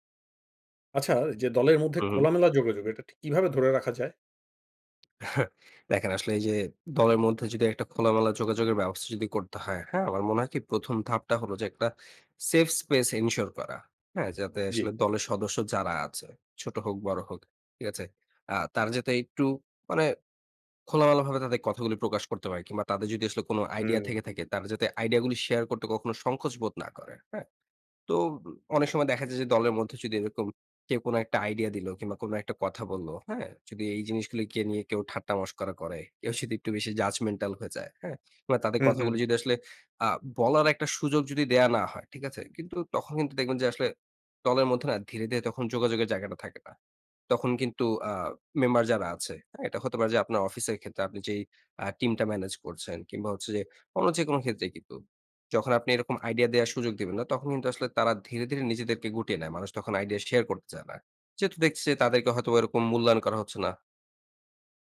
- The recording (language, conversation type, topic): Bengali, podcast, কীভাবে দলের মধ্যে খোলামেলা যোগাযোগ রাখা যায়?
- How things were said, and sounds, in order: chuckle; in English: "safe space ensure"; in English: "judgemental"